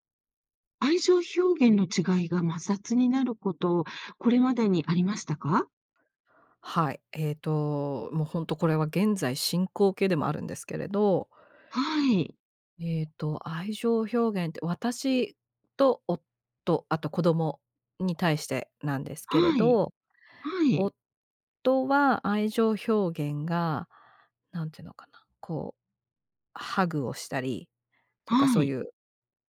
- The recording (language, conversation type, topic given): Japanese, podcast, 愛情表現の違いが摩擦になることはありましたか？
- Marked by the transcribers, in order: none